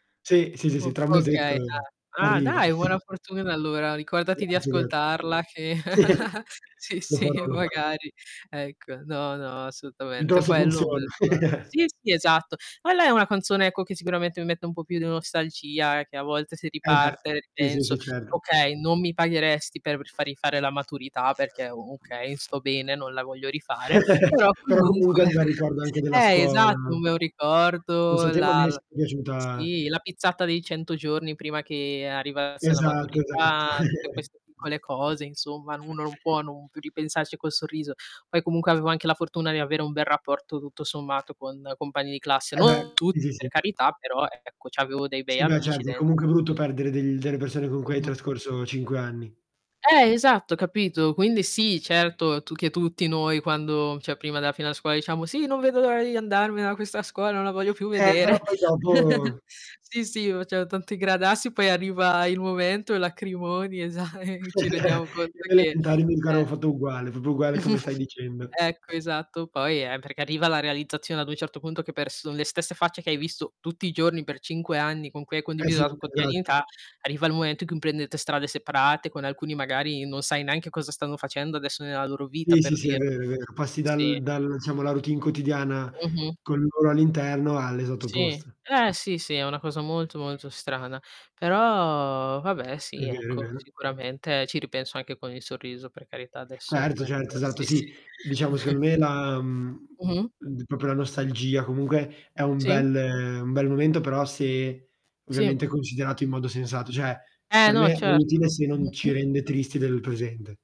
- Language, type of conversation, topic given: Italian, unstructured, Hai un ricordo felice legato a una canzone?
- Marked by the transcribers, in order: distorted speech; unintelligible speech; other background noise; chuckle; static; chuckle; laughing while speaking: "sì, sì magari"; chuckle; unintelligible speech; chuckle; "okay" said as "ukay"; chuckle; siren; mechanical hum; chuckle; chuckle; chuckle; chuckle; laughing while speaking: "esa"; chuckle; "proprio" said as "propo"; chuckle; "quotidianità" said as "quotianità"; "neanche" said as "nanche"; tapping; laughing while speaking: "sì, sì"; chuckle; "proprio" said as "propio"